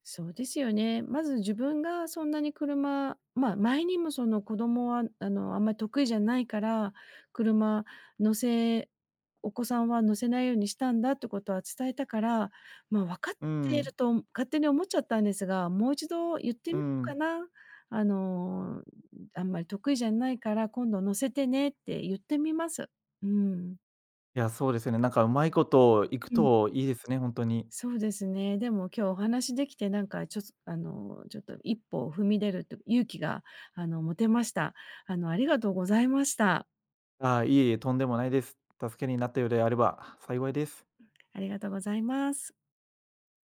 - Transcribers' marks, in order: none
- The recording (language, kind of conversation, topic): Japanese, advice, 友達から過度に頼られて疲れているとき、どうすれば上手に距離を取れますか？